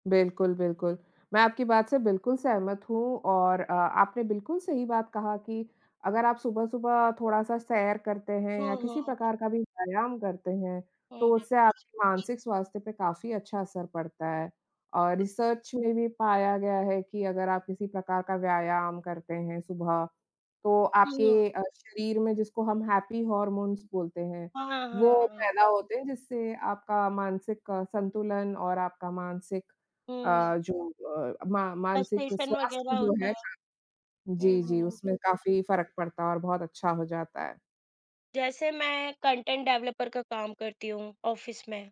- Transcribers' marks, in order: in English: "रिसर्च"; in English: "हैपी हॉर्मोन्स"; in English: "फ्रस्ट्रेशन"; in English: "कॉन्टेंट डेवलपर"; in English: "ऑफ़िस"
- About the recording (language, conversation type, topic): Hindi, unstructured, सुबह की सैर या शाम की सैर में से आपके लिए कौन सा समय बेहतर है?